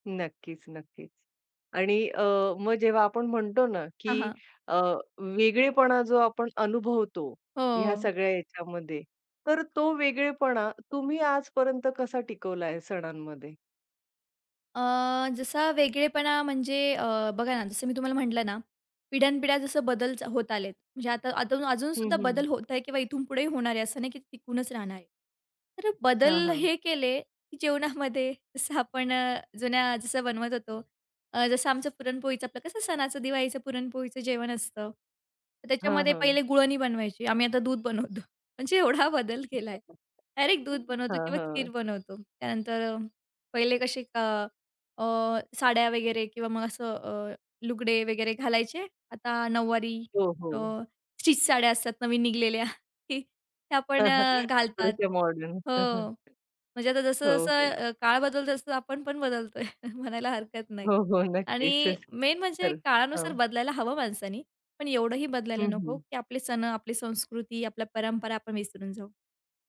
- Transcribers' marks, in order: tapping; other background noise; unintelligible speech; chuckle; other noise; chuckle; "निघालेल्या" said as "निघलेल्या"; chuckle; chuckle; in English: "मेन"
- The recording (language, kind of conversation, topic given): Marathi, podcast, विविध सण साजरे करताना तुम्हाला काय वेगळेपण जाणवतं?